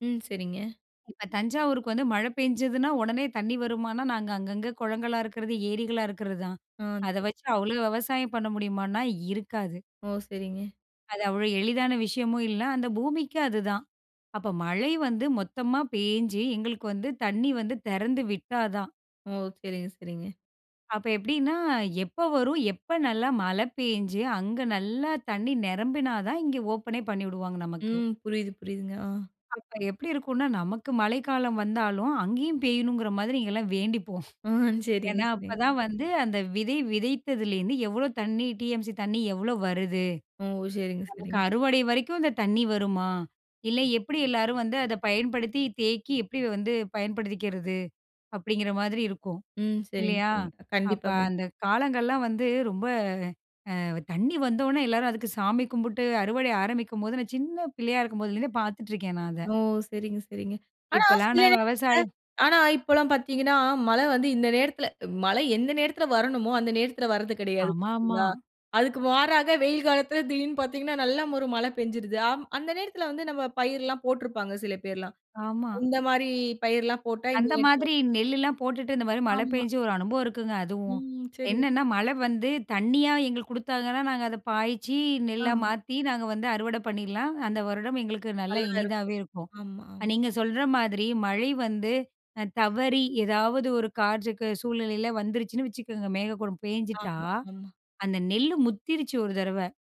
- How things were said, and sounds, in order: "ஓகே" said as "கே"; laughing while speaking: "ஆ சரிங்க"; snort; "கண்டிப்பா" said as "கண்டிப்"; unintelligible speech; "மேகக்கூட்டம்" said as "மேகக்கூடம்"
- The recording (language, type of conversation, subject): Tamil, podcast, மழைக்காலமும் வறண்ட காலமும் நமக்கு சமநிலையை எப்படி கற்பிக்கின்றன?